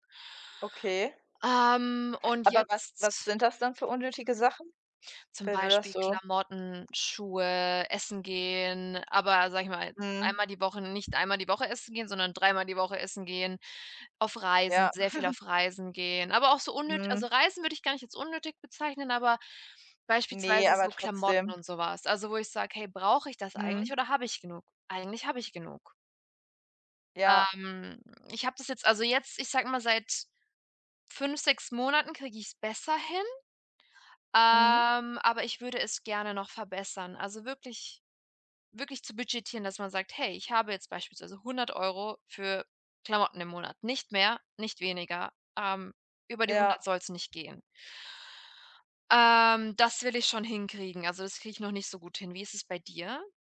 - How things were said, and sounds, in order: giggle
- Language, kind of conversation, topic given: German, unstructured, Warum ist Budgetieren wichtig?